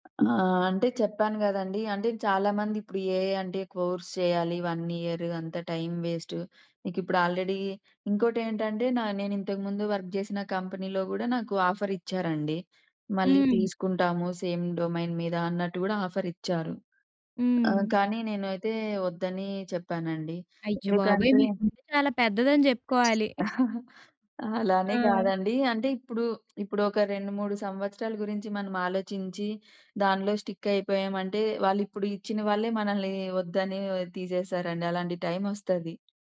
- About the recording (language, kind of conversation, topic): Telugu, podcast, పాత ఉద్యోగాన్ని వదిలి కొత్త ఉద్యోగానికి మీరు ఎలా సిద్ధమయ్యారు?
- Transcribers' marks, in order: tapping; in English: "ఏఐ"; in English: "కోర్స్"; in English: "వన్ ఇయర్"; in English: "ఆల్రెడీ"; in English: "వర్క్"; in English: "కంపెనీలో"; in English: "సేమ్ డొమైన్"; other background noise; chuckle